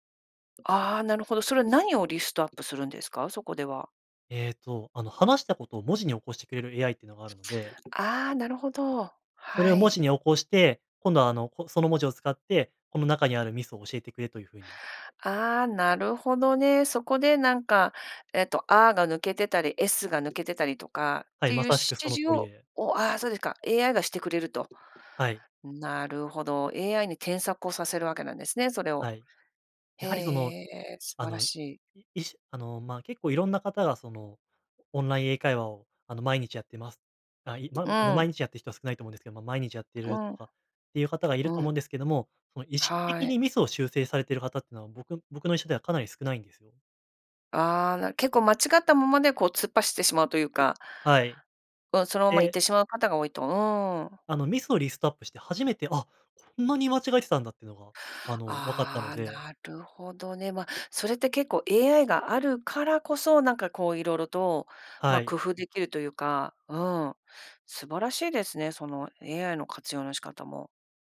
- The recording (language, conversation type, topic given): Japanese, podcast, 上達するためのコツは何ですか？
- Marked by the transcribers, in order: tapping; unintelligible speech